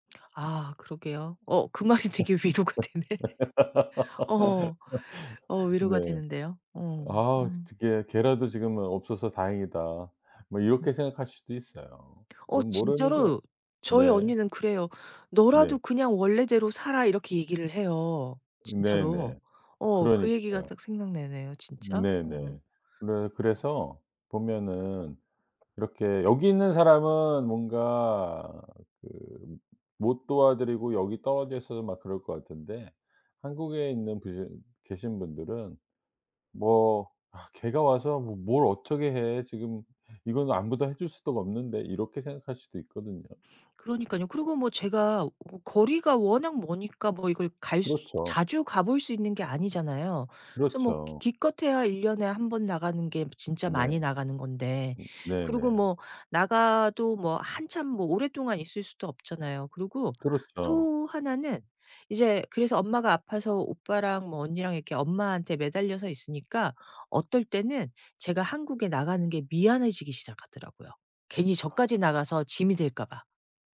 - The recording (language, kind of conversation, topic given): Korean, advice, 노부모 돌봄 책임을 어떻게 분담해야 가족 갈등을 줄일 수 있을까요?
- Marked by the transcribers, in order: laugh; laughing while speaking: "말이 되게 위로가 되네"; other background noise